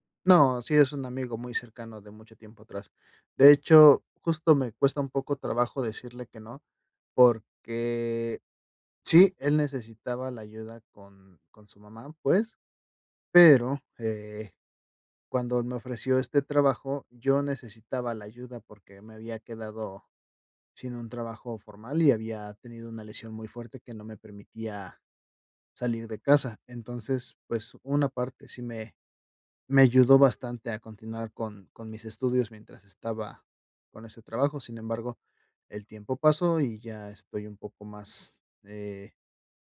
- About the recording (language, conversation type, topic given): Spanish, advice, ¿Cómo puedo aprender a decir no y evitar distracciones?
- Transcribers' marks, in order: none